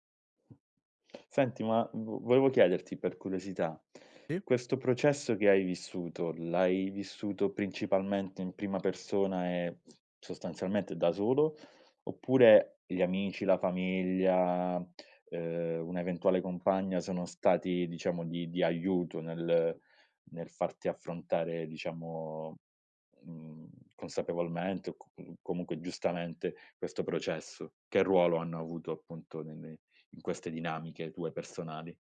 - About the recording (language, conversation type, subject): Italian, podcast, Come costruisci la fiducia in te stesso giorno dopo giorno?
- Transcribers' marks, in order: tapping; "Sì" said as "ì"; unintelligible speech